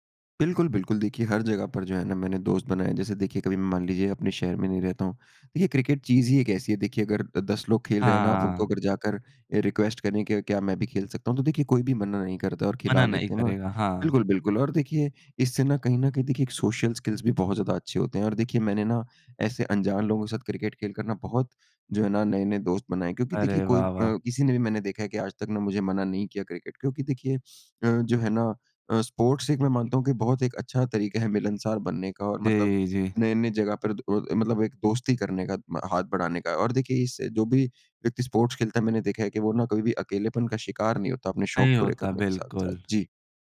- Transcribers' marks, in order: in English: "रिक्वेस्ट"; in English: "सोशियल स्किल्स"; in English: "स्पोर्ट्स"; in English: "स्पोर्ट्स"; tapping
- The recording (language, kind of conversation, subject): Hindi, podcast, कौन सा शौक आपको सबसे ज़्यादा सुकून देता है?